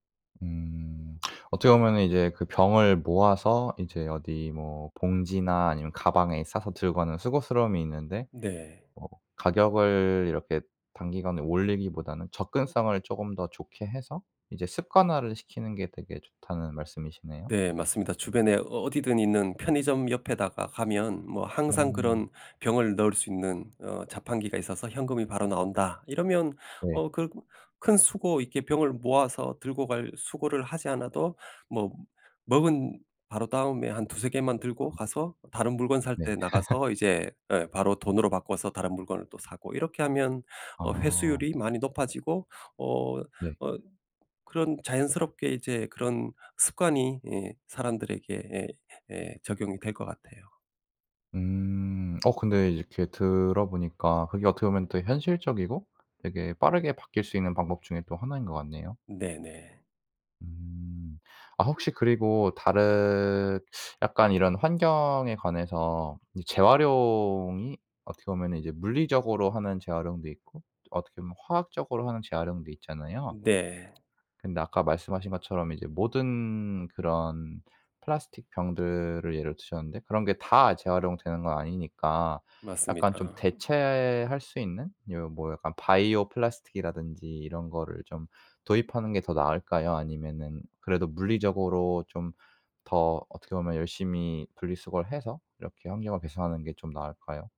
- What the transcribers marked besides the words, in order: laugh; tapping; in English: "바이오"
- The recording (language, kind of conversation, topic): Korean, podcast, 플라스틱 쓰레기 문제, 어떻게 해결할 수 있을까?